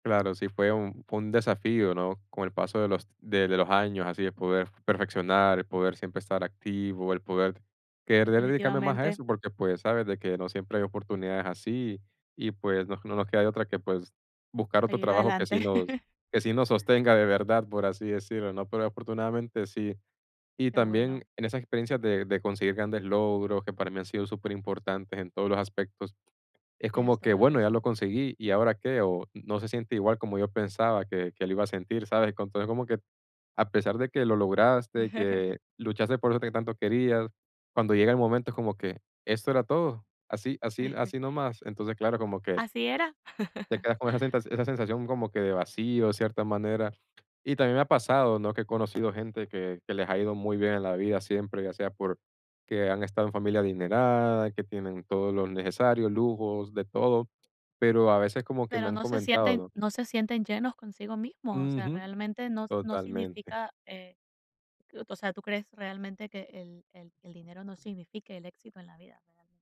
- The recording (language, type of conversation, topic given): Spanish, podcast, ¿Cómo defines el éxito en tu vida?
- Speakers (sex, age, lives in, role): female, 30-34, United States, host; male, 20-24, United States, guest
- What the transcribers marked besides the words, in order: chuckle; chuckle; chuckle; chuckle; other noise